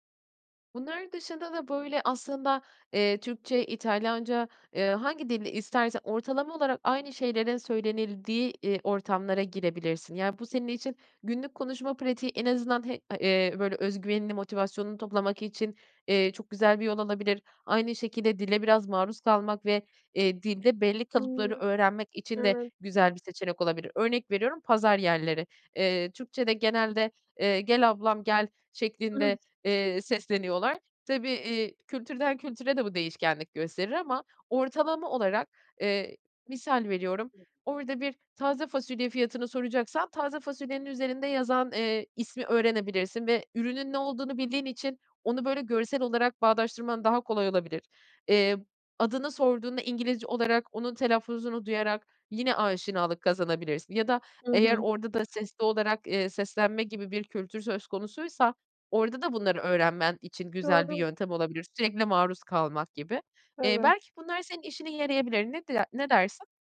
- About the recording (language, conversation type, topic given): Turkish, advice, Yeni bir ülkede dil engelini aşarak nasıl arkadaş edinip sosyal bağlantılar kurabilirim?
- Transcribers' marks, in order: chuckle; other background noise; tapping